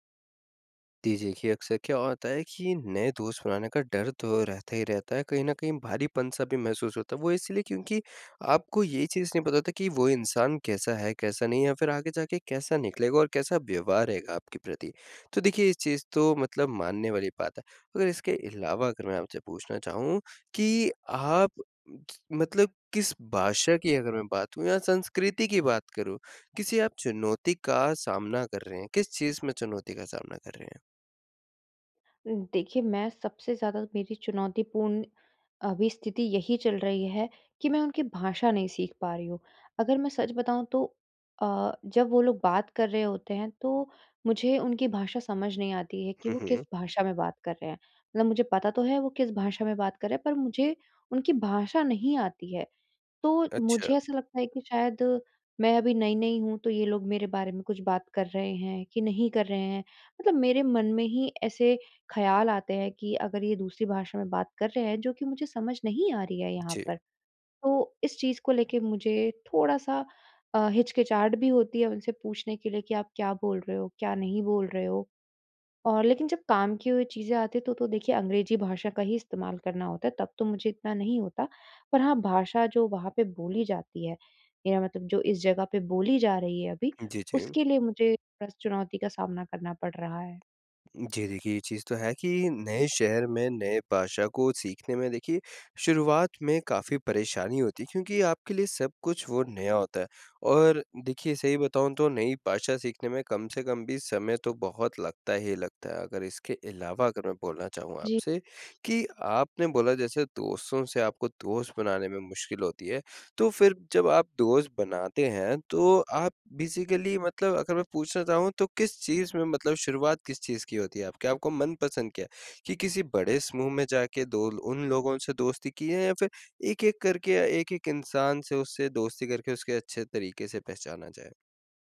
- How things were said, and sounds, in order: tapping; other background noise; in English: "बेसिकली"
- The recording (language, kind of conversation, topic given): Hindi, advice, नए शहर में दोस्त कैसे बनाएँ और अपना सामाजिक दायरा कैसे बढ़ाएँ?